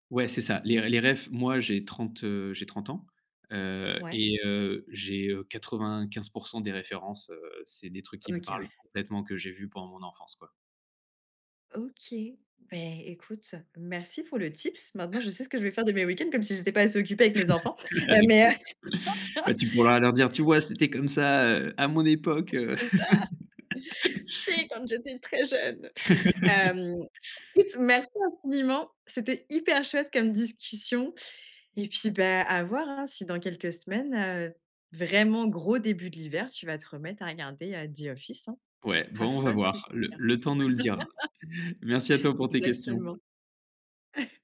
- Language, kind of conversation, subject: French, podcast, Qu’est-ce qui te pousse à revoir une vieille série en entier ?
- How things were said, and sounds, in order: "références" said as "réfs"; in English: "tips"; chuckle; laugh; laughing while speaking: "C'est ça, tu sais ? Quand j'étais très jeune"; laugh; put-on voice: "Have fun"; laugh; chuckle